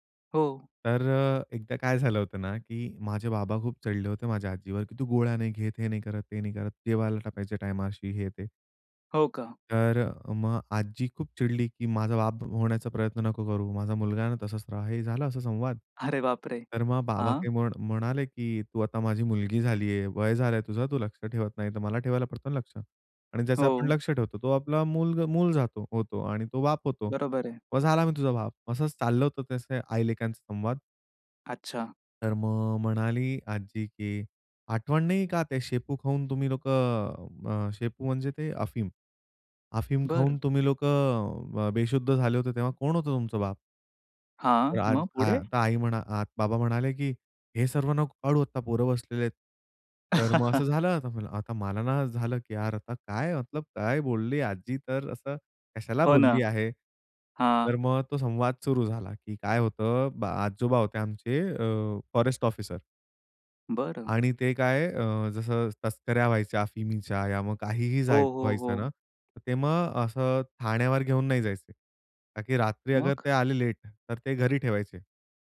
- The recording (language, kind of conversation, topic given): Marathi, podcast, तुझ्या पूर्वजांबद्दल ऐकलेली एखादी गोष्ट सांगशील का?
- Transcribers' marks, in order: laughing while speaking: "एकदा काय झालं होतं"; unintelligible speech; laughing while speaking: "अरे बाप रे!"; tapping; other noise; chuckle